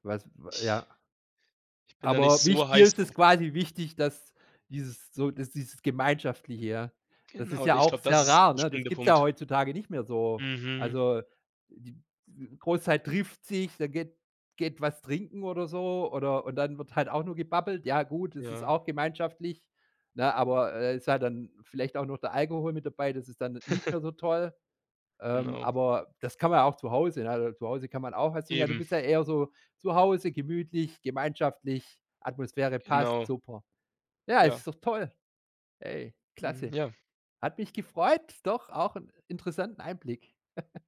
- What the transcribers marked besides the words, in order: chuckle; unintelligible speech; chuckle
- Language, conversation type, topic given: German, podcast, Wie erklärst du dir die Freude an Brettspielen?